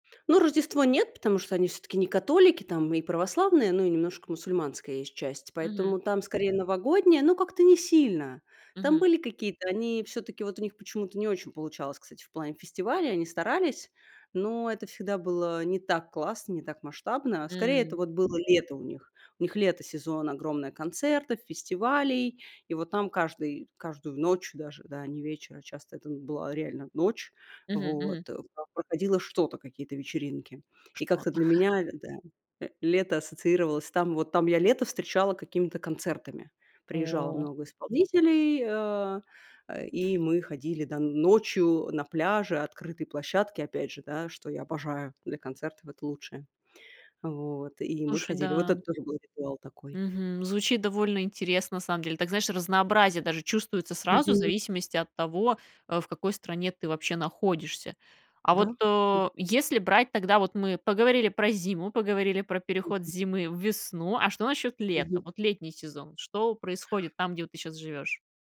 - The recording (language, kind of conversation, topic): Russian, podcast, Как вы отмечаете смену времён года на природе?
- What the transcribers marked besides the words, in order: laugh; tapping